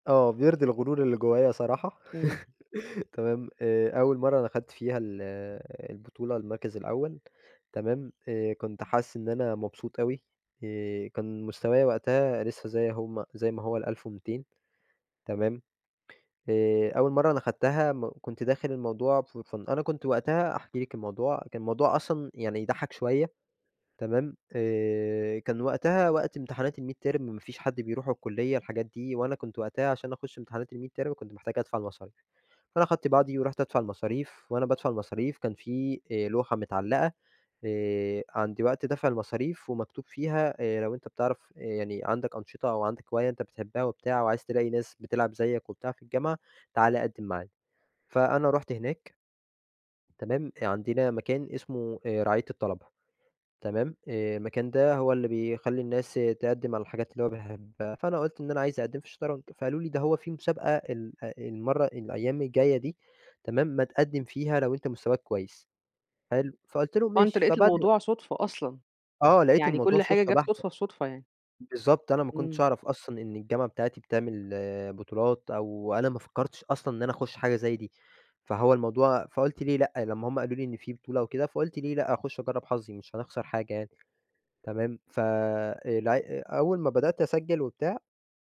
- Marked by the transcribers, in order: chuckle; in English: "for fun"; in English: "الميدتيرم"; in English: "الميدتيرم"; other background noise
- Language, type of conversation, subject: Arabic, podcast, إيه أسهل هواية ممكن الواحد يبدأ فيها في رأيك؟